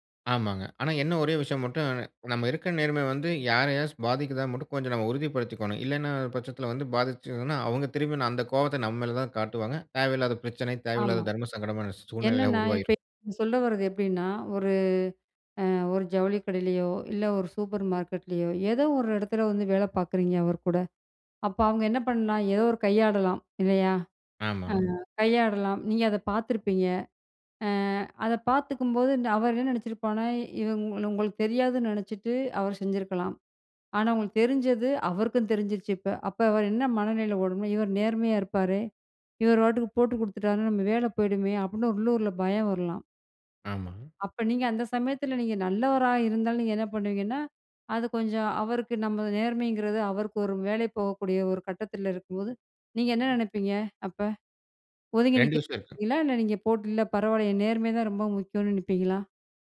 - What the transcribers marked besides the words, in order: unintelligible speech; "இல்லேன்ற பட்சத்தில" said as "இல்லேன்னா பட்சத்ல"; unintelligible speech; drawn out: "ஒரு"; other background noise; "அப்டின்னு" said as "அப்புனு"
- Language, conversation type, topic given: Tamil, podcast, நேர்மை நம்பிக்கைக்கு எவ்வளவு முக்கியம்?